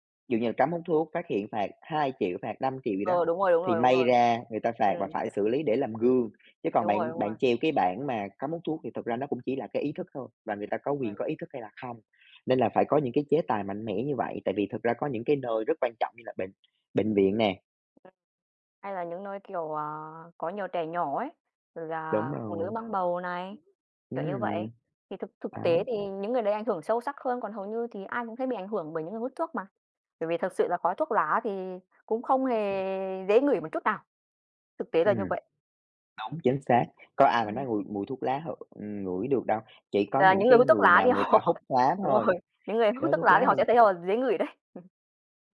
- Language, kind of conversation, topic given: Vietnamese, unstructured, Bạn có cảm thấy khó chịu khi có người hút thuốc ở nơi công cộng không?
- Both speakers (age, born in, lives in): 25-29, Vietnam, Vietnam; 25-29, Vietnam, Vietnam
- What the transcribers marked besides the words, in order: other background noise; tapping; unintelligible speech; laughing while speaking: "họ"; laughing while speaking: "rồi"; unintelligible speech; chuckle